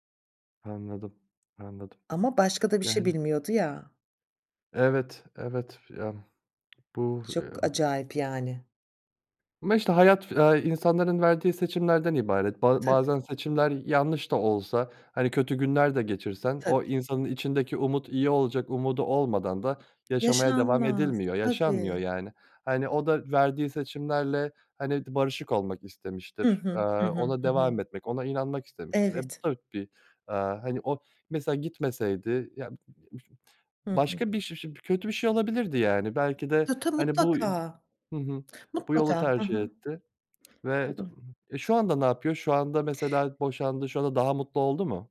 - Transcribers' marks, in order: other background noise; tapping; other noise; unintelligible speech
- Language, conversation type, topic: Turkish, podcast, Çocukluğunuzda aileniz içinde sizi en çok etkileyen an hangisiydi?